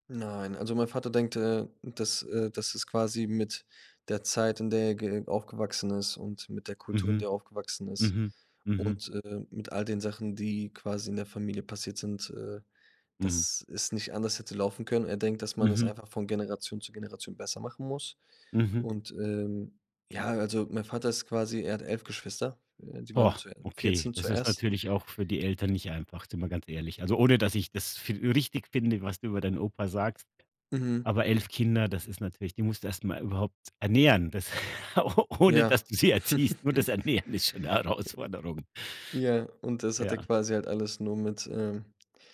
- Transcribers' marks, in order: other background noise; laughing while speaking: "ohne dass du sie erziehst. Nur das Ernähren ist schon 'ne Herausforderung"; chuckle; other noise
- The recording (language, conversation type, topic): German, podcast, Wie wurden bei euch zu Hause Gefühle gezeigt oder zurückgehalten?